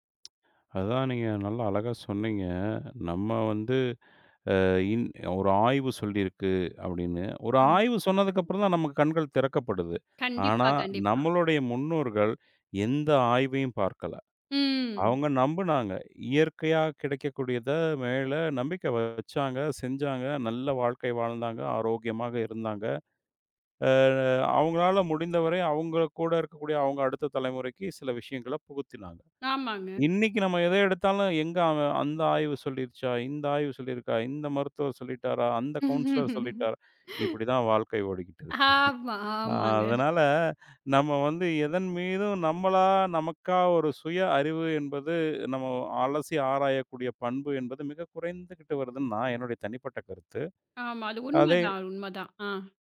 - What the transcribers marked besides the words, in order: other noise; other background noise; laugh; tapping; laughing while speaking: "ஆமா"; laughing while speaking: "ஓடிக்கிட்டுருக்கு"
- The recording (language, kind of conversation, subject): Tamil, podcast, பாரம்பரிய உணவுகளை அடுத்த தலைமுறைக்கு எப்படிக் கற்றுக்கொடுப்பீர்கள்?